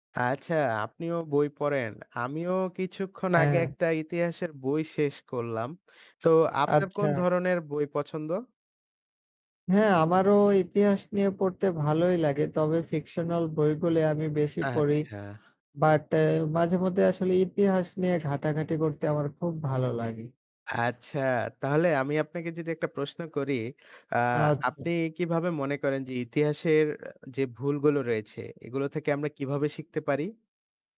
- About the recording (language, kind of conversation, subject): Bengali, unstructured, আপনি কীভাবে মনে করেন, ইতিহাসের ভুলগুলো থেকে আমরা কী শিখতে পারি?
- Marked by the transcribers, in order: static; distorted speech; in English: "ফিকশনাল"